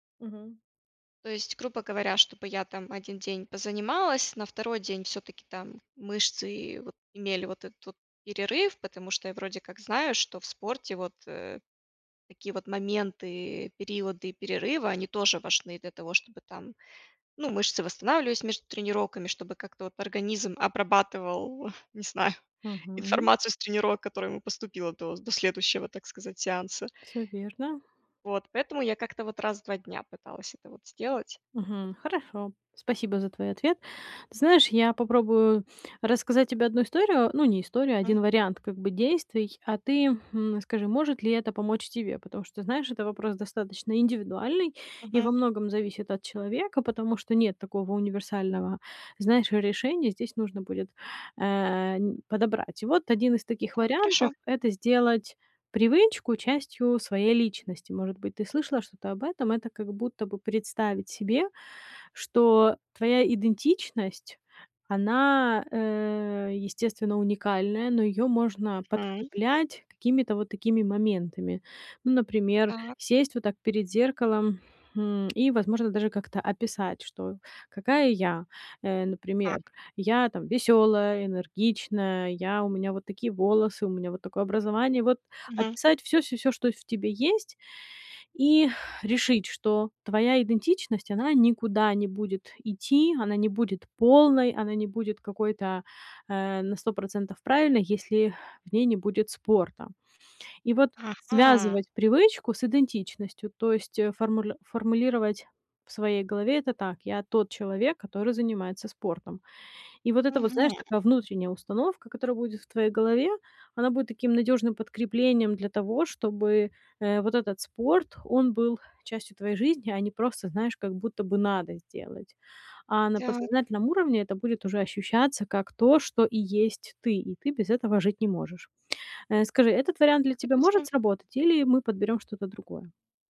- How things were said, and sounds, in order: tapping; chuckle; grunt; other background noise; stressed: "надо"
- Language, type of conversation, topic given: Russian, advice, Как мне закрепить новые привычки и сделать их частью своей личности и жизни?